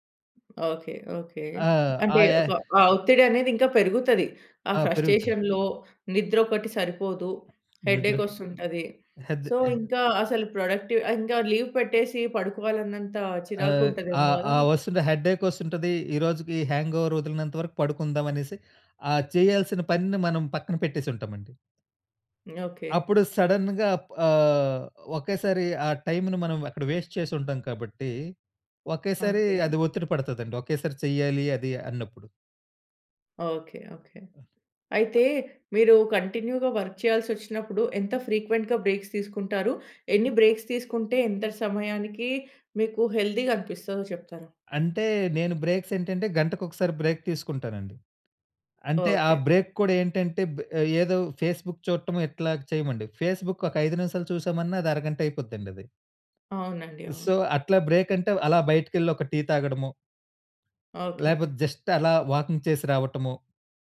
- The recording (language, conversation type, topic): Telugu, podcast, ఒత్తిడిని మీరు ఎలా ఎదుర్కొంటారు?
- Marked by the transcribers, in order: in English: "ఫ్రస్ట్రేషన్‌లో"; in English: "హెడ్‌ఏక్"; in English: "సో"; in English: "ప్రొడక్టివ్"; in English: "లీవ్"; in English: "హెడ్‌ఏక్"; in English: "హ్యాంగోవర్"; in English: "సడెన్‌గా"; in English: "వేస్ట్"; tapping; other background noise; in English: "కంటిన్యూ‌గా వర్క్"; in English: "ఫ్రీక్వెంట్‌గా బ్రేక్స్"; in English: "బ్రేక్స్"; in English: "హెల్ది‌గా"; in English: "బ్రేక్స్"; in English: "బ్రేక్"; in English: "బ్రేక్"; in English: "ఫేస్‌బుక్"; in English: "ఫేస్‌బుక్"; in English: "సో"; in English: "బ్రేక్"; in English: "జస్ట్"; in English: "వాకింగ్"